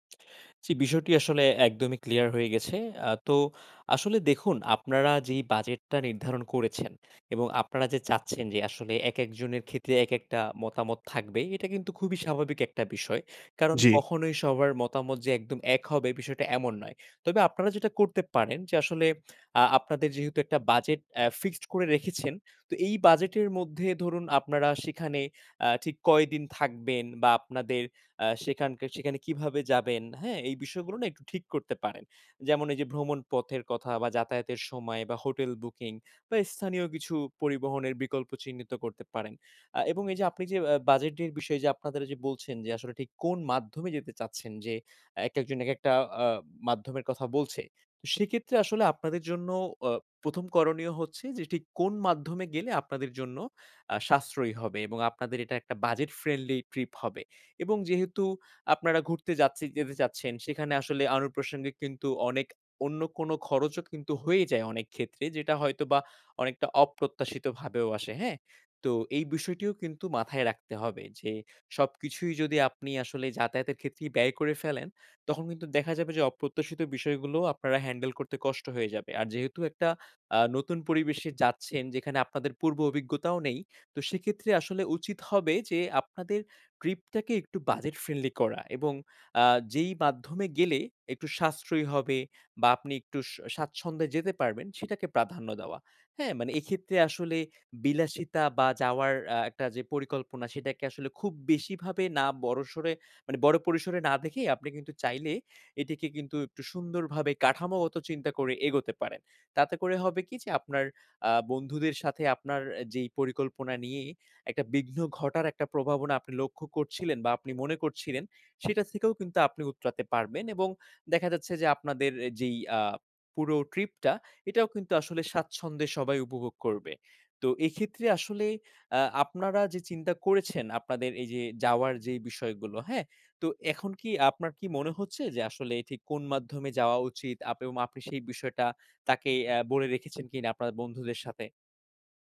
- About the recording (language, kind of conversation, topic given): Bengali, advice, ভ্রমণ পরিকল্পনা ও প্রস্তুতি
- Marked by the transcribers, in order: tapping; wind; other background noise; in English: "hotel booking"; in English: "budget friendly trip"; "অনুপ্রাশনংগিক" said as "আনুর প্রসেঙ্গিক"; stressed: "আপনাদের ট্রিপটাকে একটু বাজেট ফ্রেন্ডলি করা"; "উতঠতে" said as "উত্তরাতে"